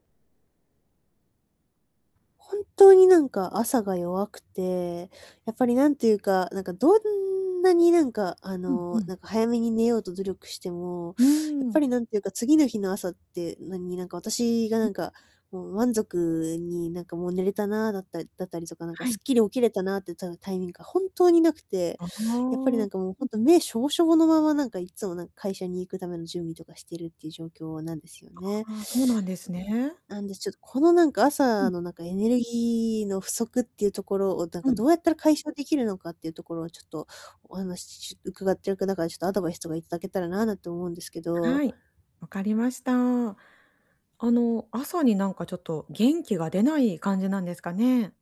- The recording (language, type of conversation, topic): Japanese, advice, 朝にエネルギーが出ないとき、どうすれば元気に起きられますか？
- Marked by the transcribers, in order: static; other background noise; distorted speech